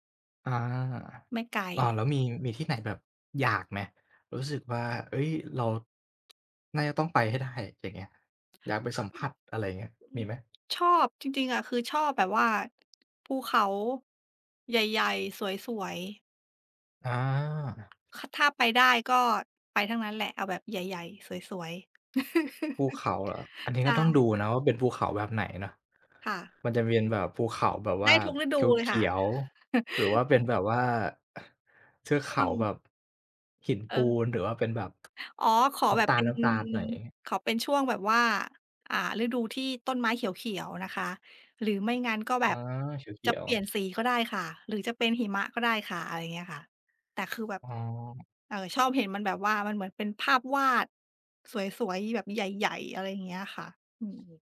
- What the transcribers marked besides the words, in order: other background noise; tapping; chuckle; chuckle
- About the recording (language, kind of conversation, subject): Thai, unstructured, คุณคิดว่าการเที่ยวเมืองใหญ่กับการเที่ยวธรรมชาติต่างกันอย่างไร?